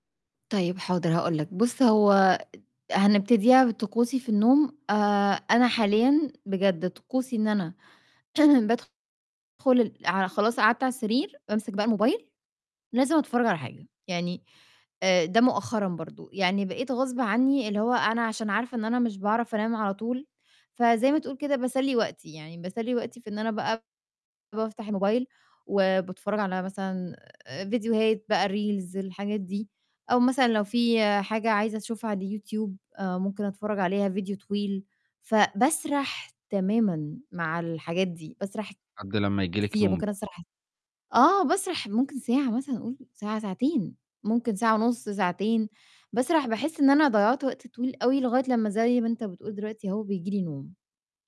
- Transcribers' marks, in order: distorted speech; in English: "reels"
- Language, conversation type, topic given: Arabic, advice, إزاي أتعامل مع الأرق وصعوبة النوم اللي بتتكرر كل ليلة؟